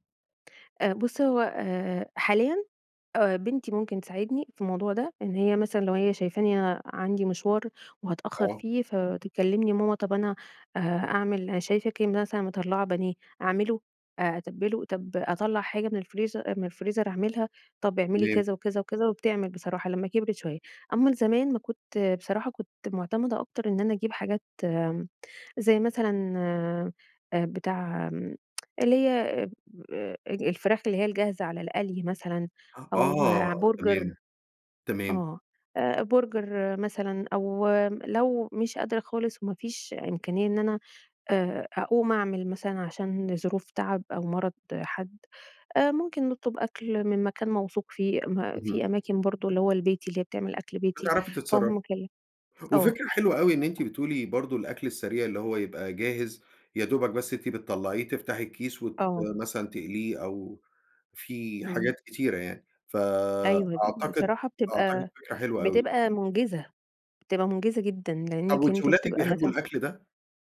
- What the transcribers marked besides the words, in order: tsk; tapping; other noise
- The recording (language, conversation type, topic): Arabic, podcast, إزاي تخطط لوجبات الأسبوع بطريقة سهلة؟